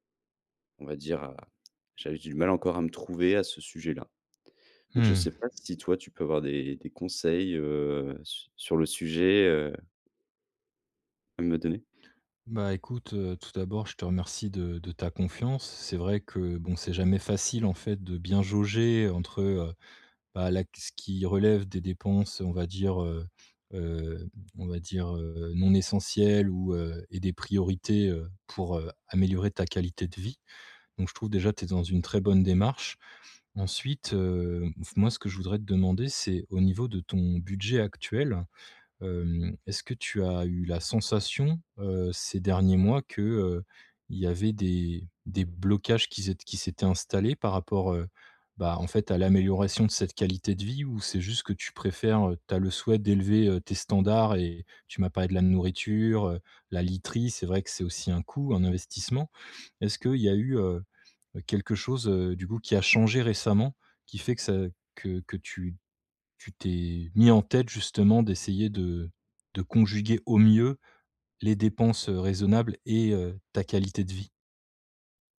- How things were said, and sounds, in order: none
- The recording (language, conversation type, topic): French, advice, Comment concilier qualité de vie et dépenses raisonnables au quotidien ?